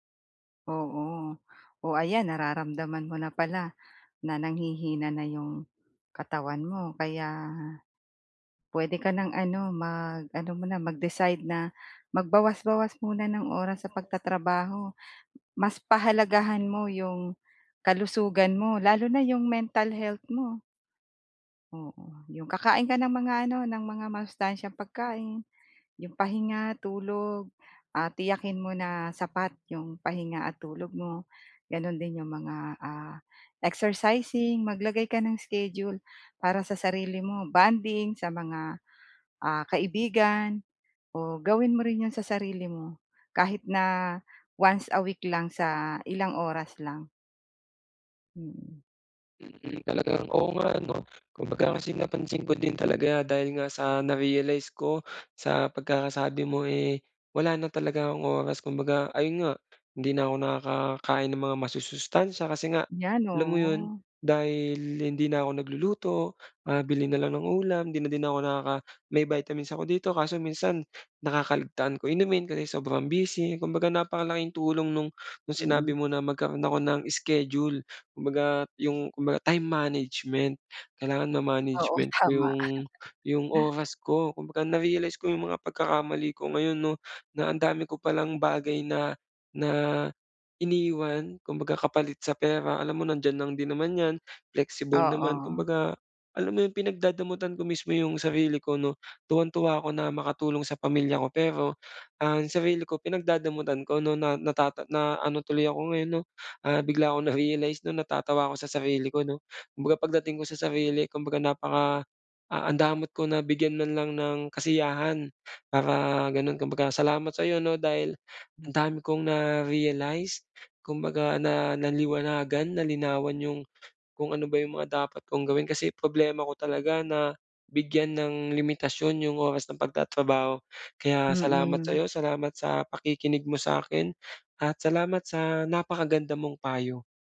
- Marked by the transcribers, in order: tapping; other background noise; chuckle
- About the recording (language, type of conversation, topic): Filipino, advice, Paano ako magtatakda ng hangganan at maglalaan ng oras para sa sarili ko?